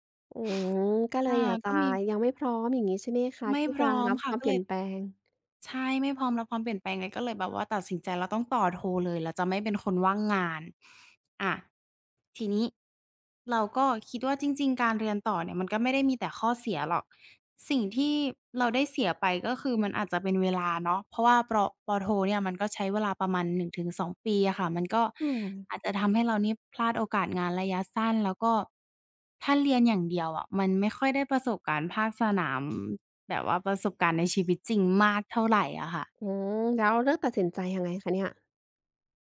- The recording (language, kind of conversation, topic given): Thai, podcast, หากต้องเลือกระหว่างเรียนต่อกับออกไปทำงานทันที คุณใช้วิธีตัดสินใจอย่างไร?
- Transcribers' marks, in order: other background noise; tapping